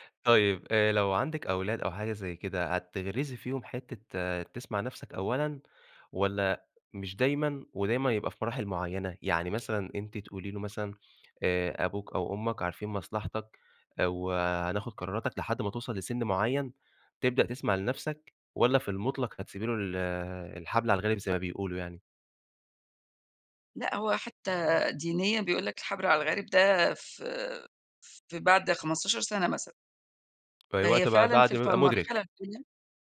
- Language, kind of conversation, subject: Arabic, podcast, إيه التجربة اللي خلّتك تسمع لنفسك الأول؟
- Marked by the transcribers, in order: other background noise; tapping; unintelligible speech